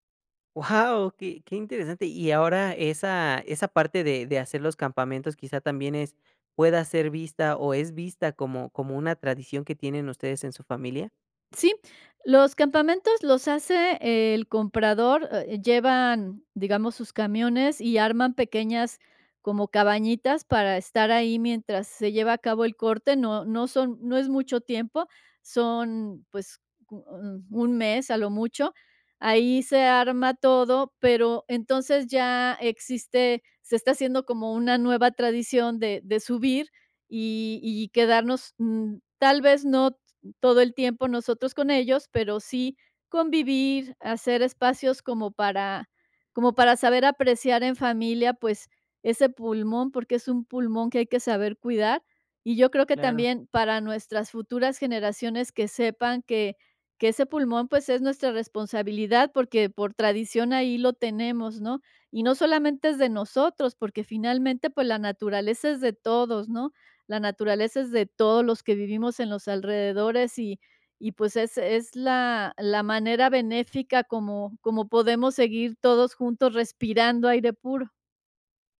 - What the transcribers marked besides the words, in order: none
- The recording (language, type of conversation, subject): Spanish, podcast, ¿Qué tradición familiar sientes que más te representa?